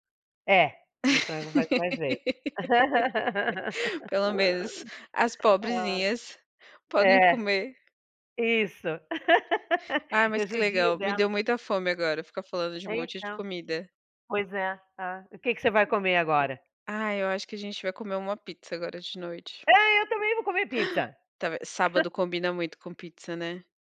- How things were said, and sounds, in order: laugh; laugh; tapping; joyful: "É, eu também vou"; gasp; chuckle
- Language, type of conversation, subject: Portuguese, unstructured, Qual é a sua lembrança mais gostosa de uma comida caseira?